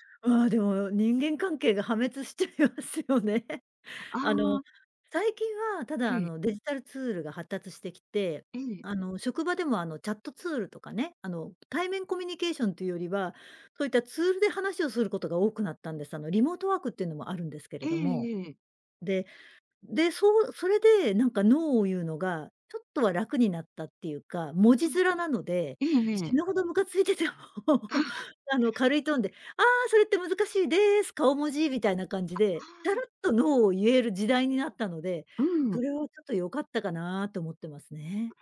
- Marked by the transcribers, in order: laughing while speaking: "しちゃいますよね"; laugh; laughing while speaking: "ムカついてても"; laugh
- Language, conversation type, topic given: Japanese, podcast, 「ノー」と言うのは難しい？どうしてる？